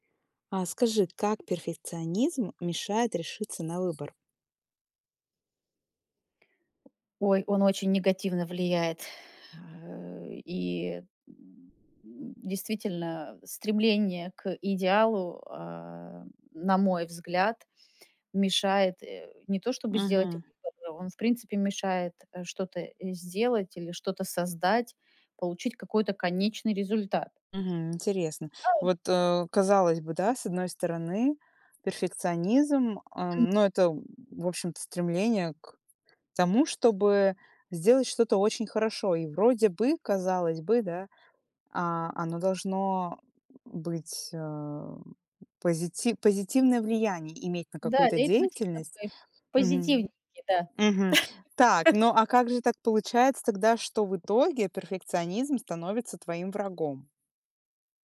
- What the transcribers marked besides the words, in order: tapping; grunt; other noise; other background noise; laugh
- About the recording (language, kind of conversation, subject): Russian, podcast, Как перфекционизм мешает решиться на выбор?